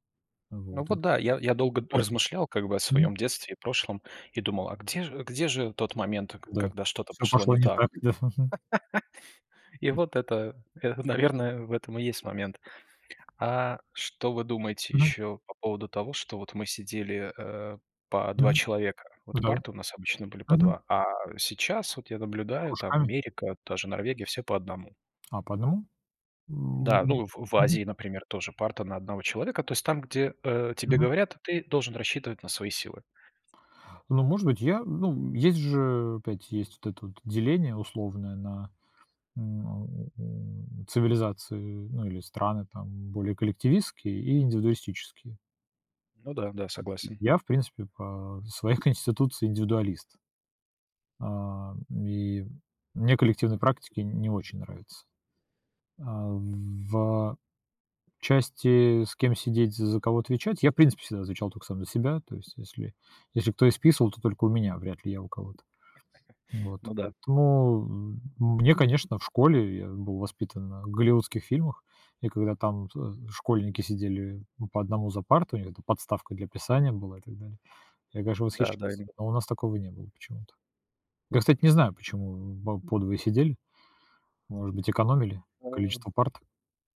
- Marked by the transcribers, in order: other background noise; laughing while speaking: "да"; laugh; tapping; chuckle
- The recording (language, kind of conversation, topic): Russian, unstructured, Что важнее в школе: знания или навыки?